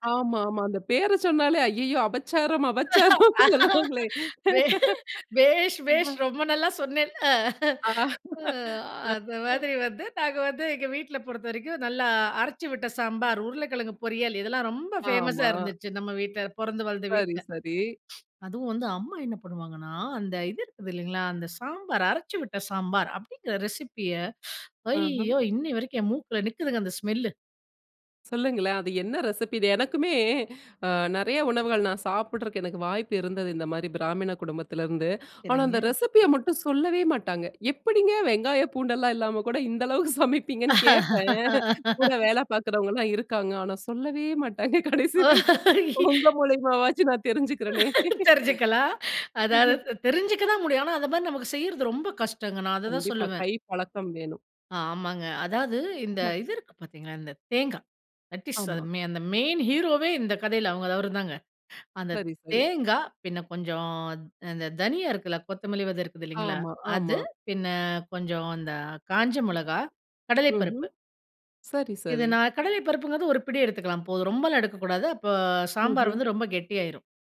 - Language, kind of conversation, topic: Tamil, podcast, இந்த ரெசிபியின் ரகசியம் என்ன?
- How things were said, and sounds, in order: laughing while speaking: "ஐய்யயோ அபச்சாரம் அபச்சாரம்! சொல்லுவாங்களே!"; other background noise; laughing while speaking: "பே பேஷ் பேஷ் ரொம்ப நல்லா சொன்னேல்! அ"; in Sanskrit: "பேஷ் பேஷ்"; in Sanskrit: "அபச்சாரம் அபச்சாரம்!"; chuckle; other noise; laughing while speaking: "அ"; in English: "ஃபேமஸா"; in English: "ரெசிபிய"; in English: "ஸ்மெல்லு!"; in English: "ரெசிபி?"; in English: "ரெசிப்பிய"; laughing while speaking: "எப்படிங்க, வெங்காயம், பூண்டெல்லாம் இல்லாம கூட … மூலியமாவாச்சும், நான் தெரிஞ்சுக்கிறேனே!"; laugh; laughing while speaking: "தெரிஞ்சுக்கலாம். அதாவது"; chuckle; in English: "தட் இஸ்"; in English: "மெயின் ஹீரோவே"; drawn out: "கொஞ்சம்"